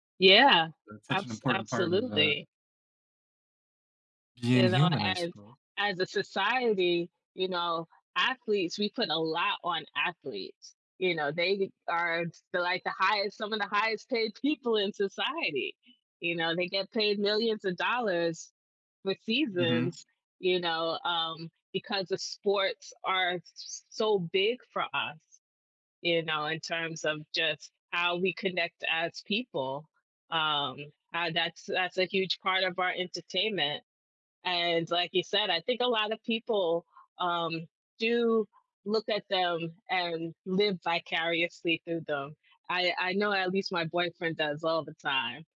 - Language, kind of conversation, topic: English, unstructured, How does being active in sports compare to being a fan when it comes to enjoyment and personal growth?
- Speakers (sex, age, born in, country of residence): female, 40-44, United States, United States; male, 35-39, United States, United States
- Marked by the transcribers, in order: none